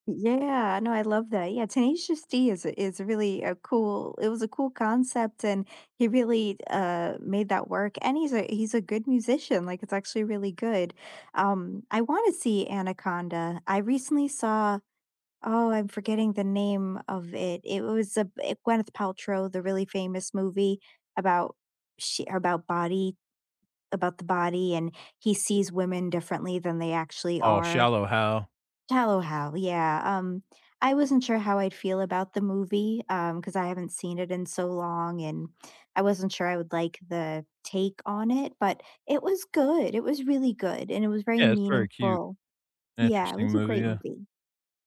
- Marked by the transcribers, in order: none
- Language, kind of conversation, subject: English, unstructured, Which actor would you love to have coffee with, and what would you ask?
- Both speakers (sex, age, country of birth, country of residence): female, 40-44, United States, United States; male, 40-44, United States, United States